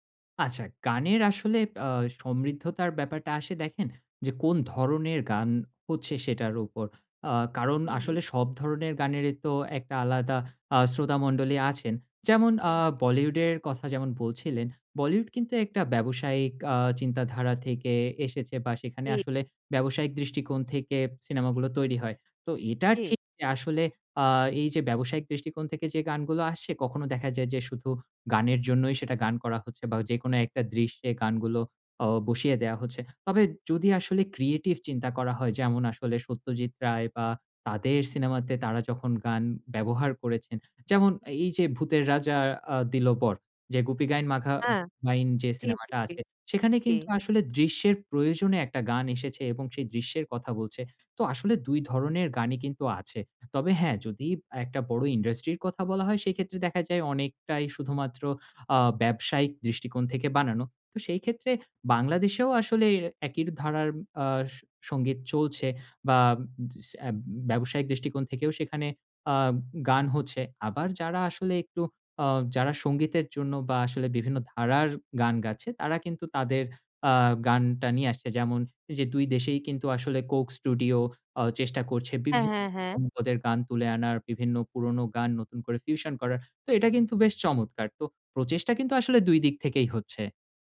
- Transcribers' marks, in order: tapping; "বাঘা" said as "মাঘা"; "একই" said as "একইর"; unintelligible speech; in English: "fusion"; other background noise
- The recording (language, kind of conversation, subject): Bengali, podcast, কোন শিল্পী বা ব্যান্ড তোমাকে সবচেয়ে অনুপ্রাণিত করেছে?